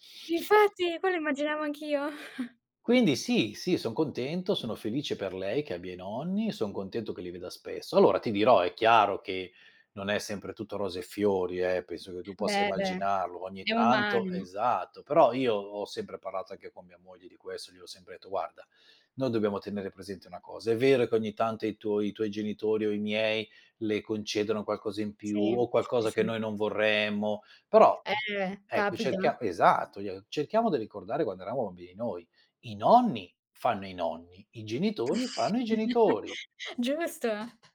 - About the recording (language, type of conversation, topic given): Italian, podcast, Che ruolo hanno oggi i nonni nell’educazione dei nipoti?
- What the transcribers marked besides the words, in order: chuckle; other background noise; "bambini" said as "mbini"; chuckle